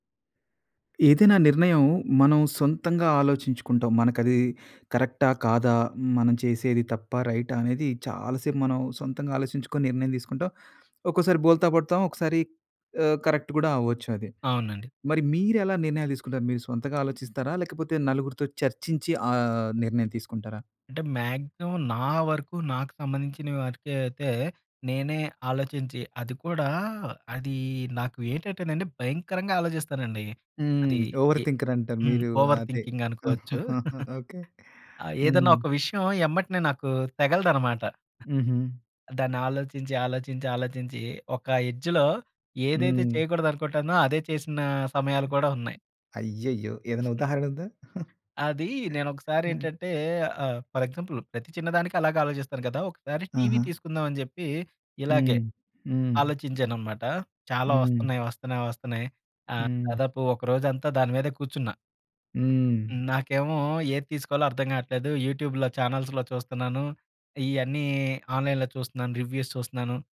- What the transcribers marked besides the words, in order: in English: "కరెక్ట్"; other background noise; in English: "మాక్సిమం"; in English: "ఓవర్"; in English: "ఓవర్ థింకింగ్"; chuckle; in English: "ఎడ్జ్‌లో"; giggle; in English: "ఫర్ ఎగ్జాంపుల్"; in English: "యూట్యూబ్‌లో, ఛానల్స్‌లో"; in English: "ఆన్‍లైన్‍లో"; in English: "రివ్యూస్"
- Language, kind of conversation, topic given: Telugu, podcast, ఒంటరిగా ముందుగా ఆలోచించి, తర్వాత జట్టుతో పంచుకోవడం మీకు సబబా?